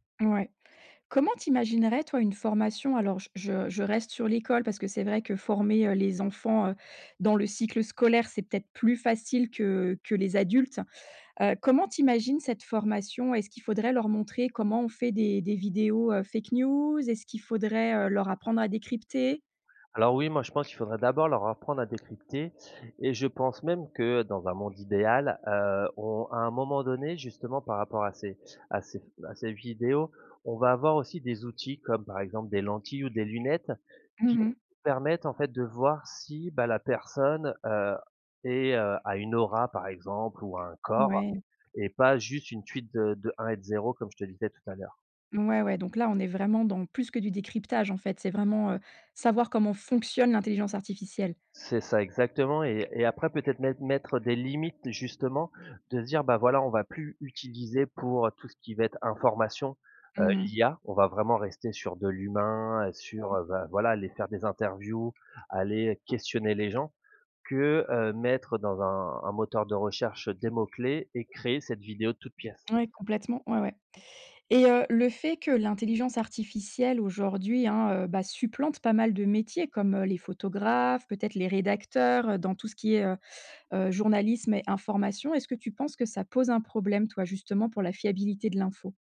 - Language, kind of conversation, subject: French, podcast, Comment repères-tu si une source d’information est fiable ?
- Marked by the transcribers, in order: tapping; other background noise